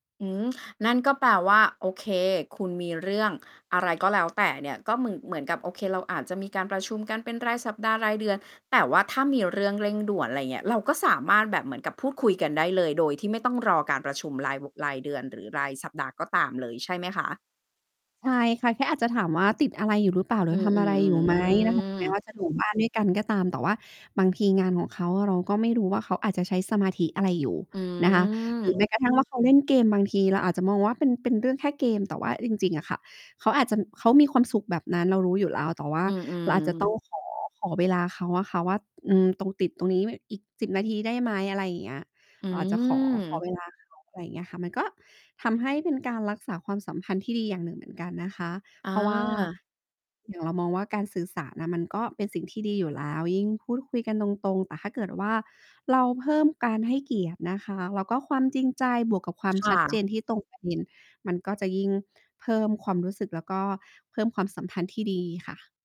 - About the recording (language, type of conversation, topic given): Thai, podcast, คุณมีวิธีรักษาความสัมพันธ์ให้ดีอยู่เสมออย่างไร?
- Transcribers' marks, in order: drawn out: "อืม"; distorted speech; other background noise